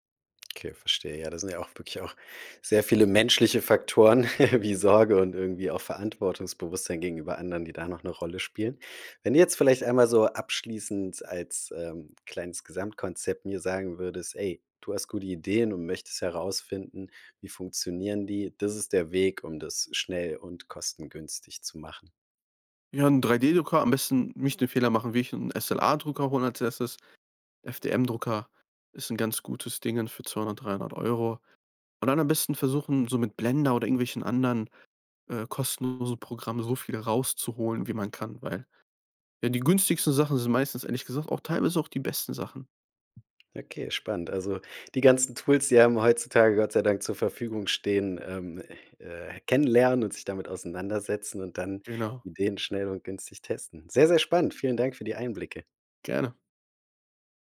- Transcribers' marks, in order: chuckle; other background noise; tapping
- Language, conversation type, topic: German, podcast, Wie testest du Ideen schnell und günstig?